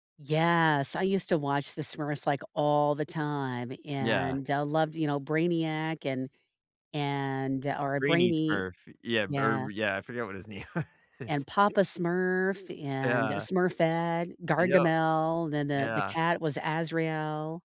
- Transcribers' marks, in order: laughing while speaking: "was"
- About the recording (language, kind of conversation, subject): English, unstructured, Which childhood cartoon captured your heart, and what about it still resonates with you today?